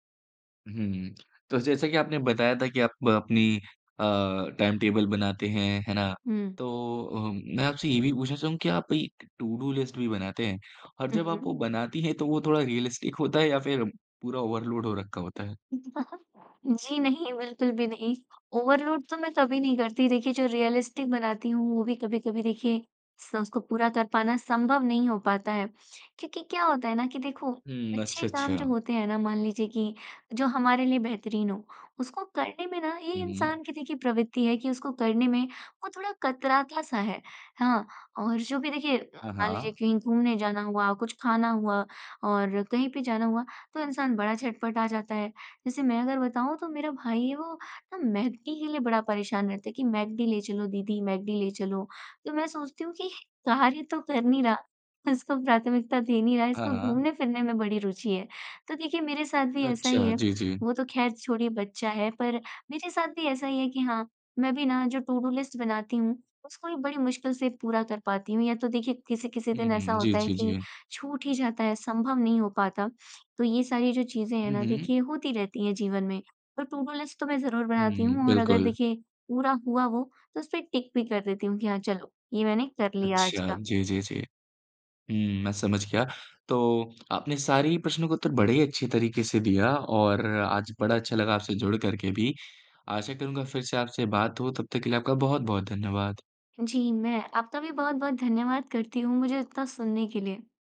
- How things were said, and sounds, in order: in English: "टाइम टेबल"; in English: "टुडू लिस्ट"; in English: "रियलिस्टिक"; in English: "ओवरलोड"; laugh; other background noise; laughing while speaking: "जी नहीं, बिल्कुल भी नहीं"; in English: "ओवरलोड"; in English: "रियलिस्टिक"; laughing while speaking: "कार्य तो कर नहीं रहा, इसको प्राथमिकता दे नहीं रहा है"; in English: "टुडू लिस्ट"; in English: "टुडू लिस्ट"
- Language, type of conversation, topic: Hindi, podcast, काम में एकाग्रता बनाए रखने के लिए आपकी कौन-सी आदतें मदद करती हैं?